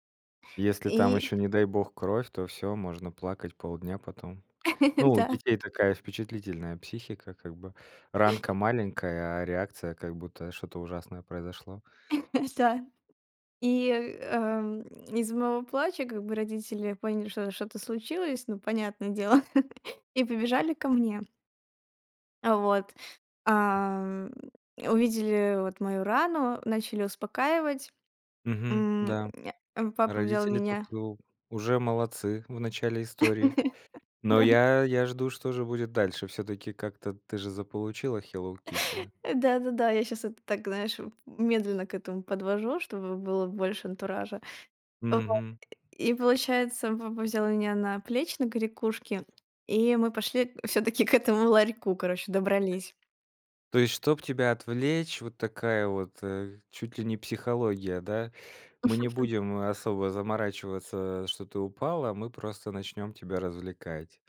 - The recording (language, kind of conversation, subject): Russian, podcast, Помнишь свою любимую игрушку и историю, связанную с ней?
- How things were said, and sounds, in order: laugh; laughing while speaking: "Да"; chuckle; chuckle; chuckle; laughing while speaking: "Да"; grunt; laughing while speaking: "в всё-таки"; other background noise; chuckle